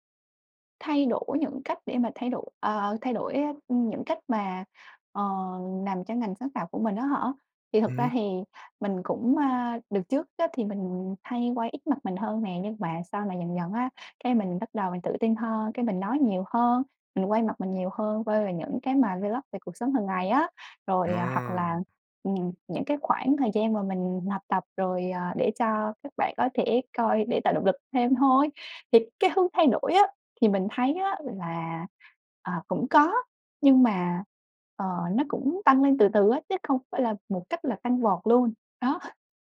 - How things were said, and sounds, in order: in English: "vlog"; tapping
- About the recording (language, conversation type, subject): Vietnamese, advice, Cảm thấy bị lặp lại ý tưởng, muốn đổi hướng nhưng bế tắc